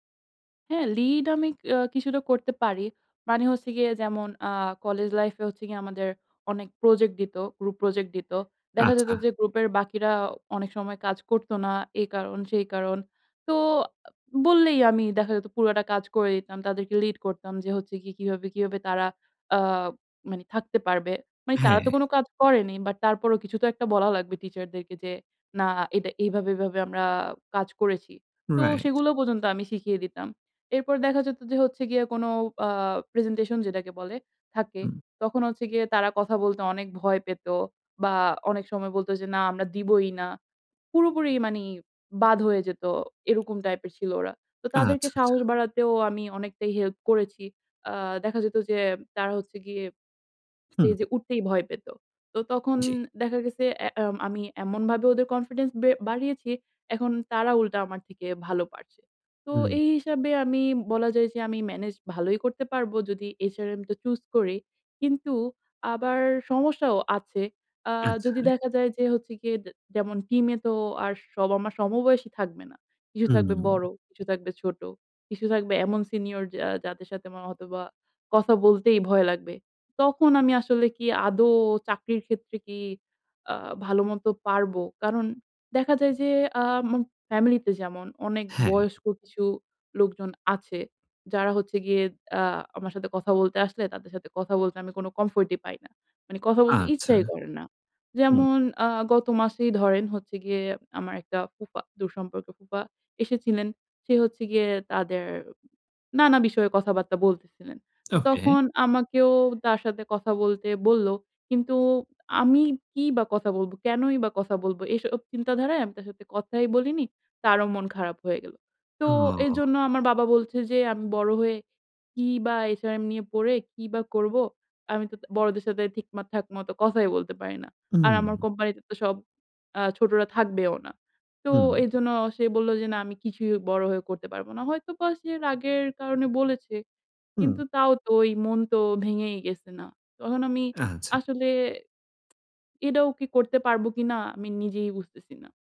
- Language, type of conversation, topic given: Bengali, advice, আমি কীভাবে সঠিকভাবে লক্ষ্য নির্ধারণ করতে পারি?
- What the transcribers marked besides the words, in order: in English: "গ্রুপ প্রজেক্ট"; tapping; in English: "কনফিডেন্স"; "এটাও" said as "আডাও"